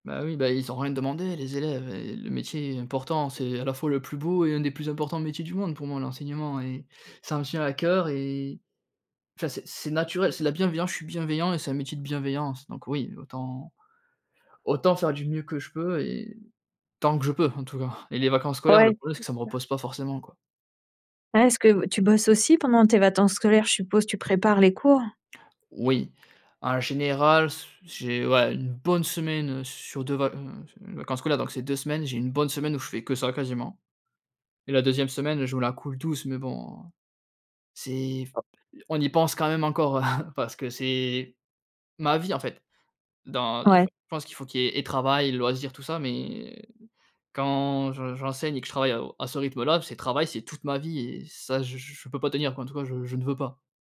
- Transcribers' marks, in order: other background noise; "vacances" said as "vatances"; stressed: "bonne"; chuckle
- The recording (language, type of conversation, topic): French, advice, Comment décririez-vous votre épuisement émotionnel après de longues heures de travail ?